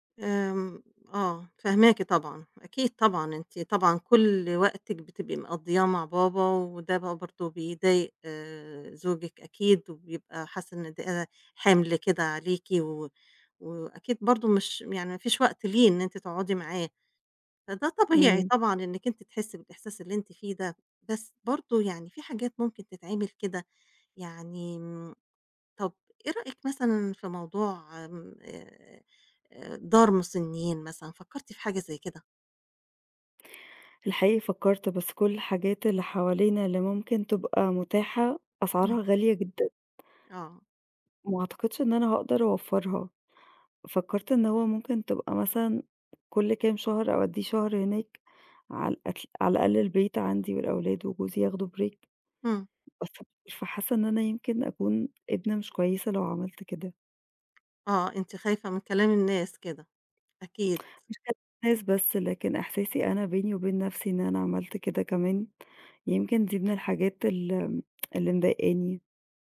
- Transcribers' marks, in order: tapping; in English: "break"; unintelligible speech
- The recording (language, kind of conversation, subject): Arabic, advice, تأثير رعاية أحد الوالدين المسنين على الحياة الشخصية والمهنية